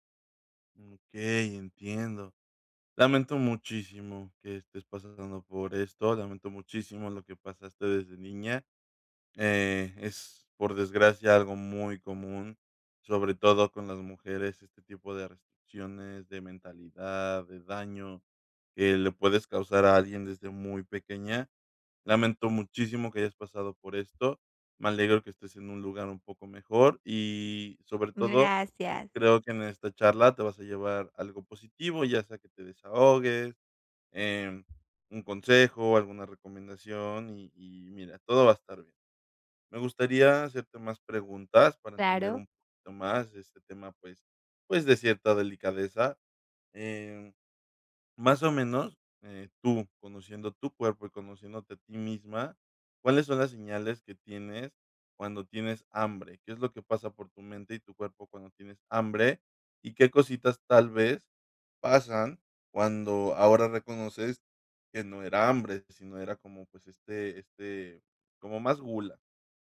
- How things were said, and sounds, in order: none
- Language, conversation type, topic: Spanish, advice, ¿Cómo puedo reconocer y responder a las señales de hambre y saciedad?